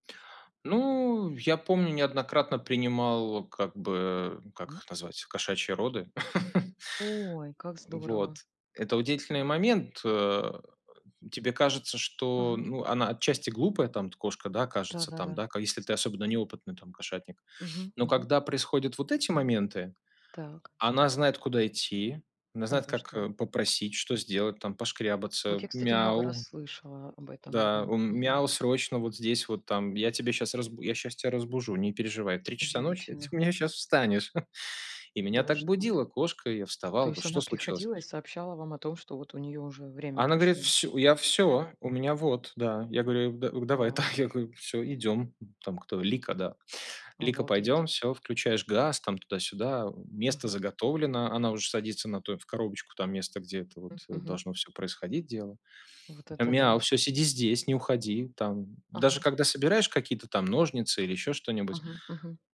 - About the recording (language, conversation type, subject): Russian, unstructured, Что самое удивительное вы знаете о поведении кошек?
- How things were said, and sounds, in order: laugh; other background noise; chuckle; laughing while speaking: "да"